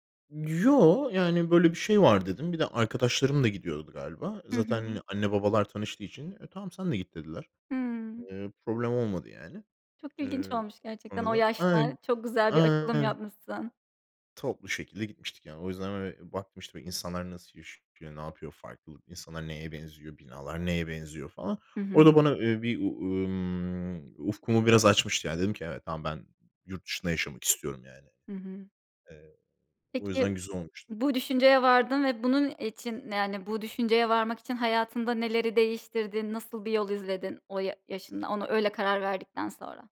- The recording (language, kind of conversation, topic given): Turkish, podcast, Seyahat etmeyi seviyorsan, en unutulmaz gezin hangisiydi?
- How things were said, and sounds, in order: unintelligible speech